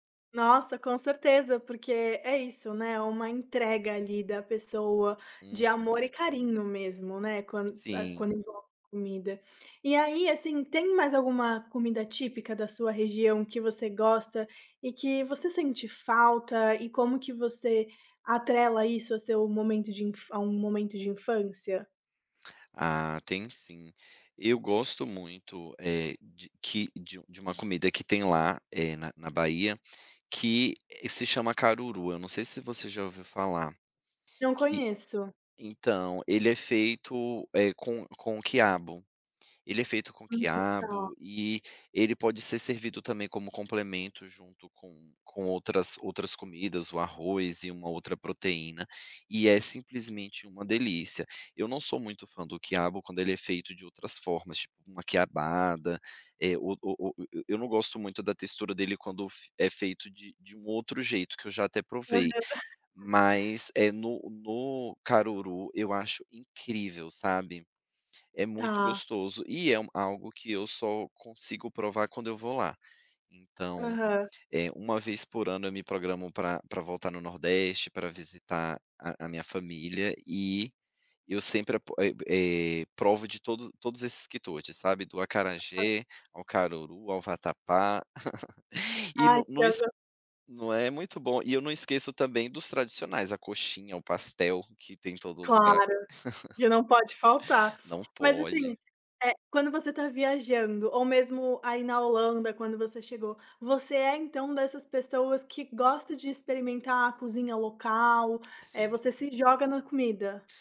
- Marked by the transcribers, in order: tapping; laugh; giggle; unintelligible speech; giggle
- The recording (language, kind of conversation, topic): Portuguese, podcast, Qual comida você associa ao amor ou ao carinho?